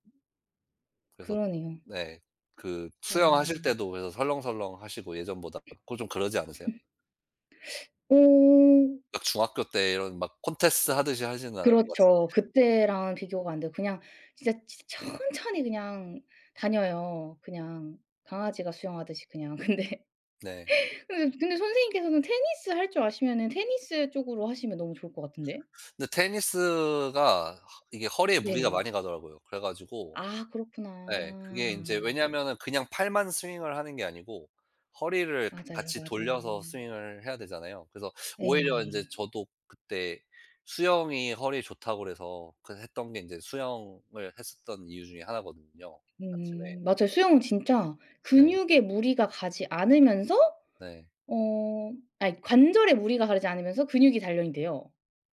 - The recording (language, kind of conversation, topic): Korean, unstructured, 운동을 꾸준히 하는 것이 정말 중요하다고 생각하시나요?
- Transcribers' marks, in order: other background noise; tapping; laughing while speaking: "근데"; laugh